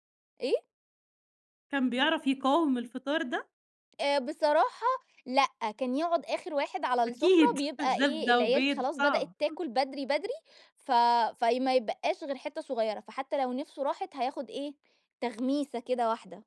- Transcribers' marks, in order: chuckle; other noise
- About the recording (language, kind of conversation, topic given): Arabic, podcast, إيه روتين الصبح عندكم في البيت؟